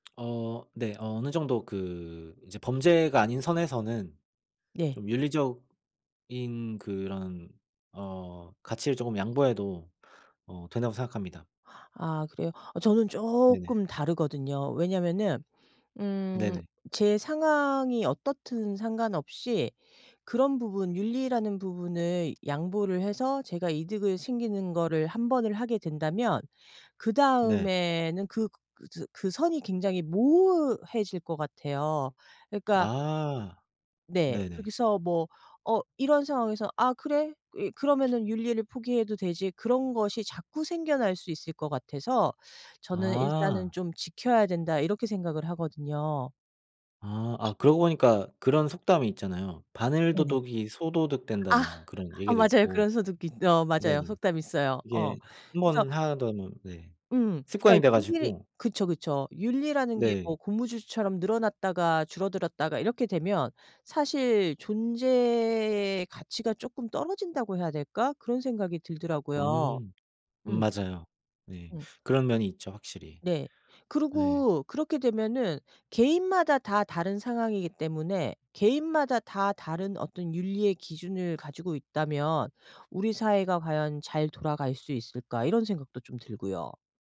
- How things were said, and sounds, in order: other background noise; tapping; "하다 보면" said as "하더면"
- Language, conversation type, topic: Korean, unstructured, 자신의 이익이 걸려 있다면 윤리를 바꿔도 된다고 생각하나요?